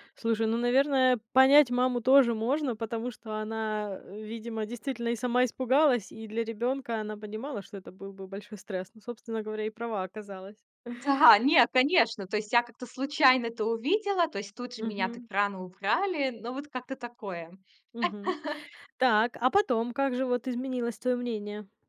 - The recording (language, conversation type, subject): Russian, podcast, Какие жанры ты раньше не понимал(а), а теперь полюбил(а)?
- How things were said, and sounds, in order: other noise; tapping; chuckle